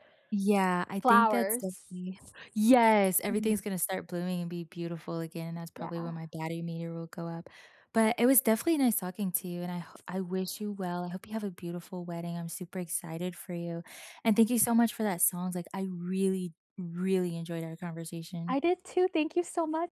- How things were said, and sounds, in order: other background noise
- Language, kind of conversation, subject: English, unstructured, What is a song that instantly takes you back to a happy time?
- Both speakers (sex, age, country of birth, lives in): female, 35-39, Philippines, United States; female, 35-39, United States, United States